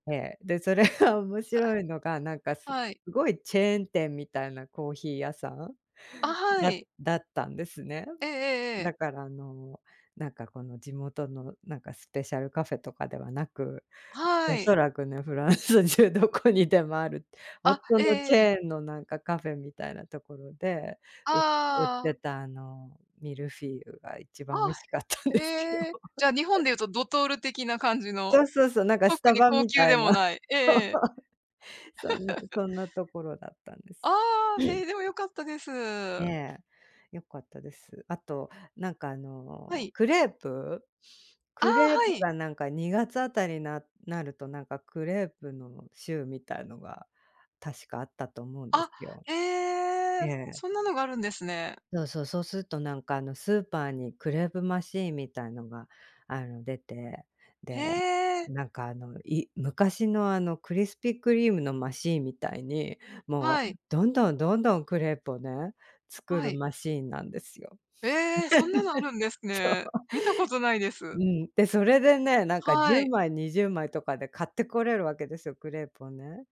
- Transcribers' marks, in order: laughing while speaking: "それが面白いのが"; laughing while speaking: "フランス中どこにでもある"; laughing while speaking: "一番美味しかったんですよ"; chuckle; chuckle; throat clearing; laugh; laughing while speaking: "そう"
- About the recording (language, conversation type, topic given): Japanese, unstructured, 旅先で食べ物に驚いた経験はありますか？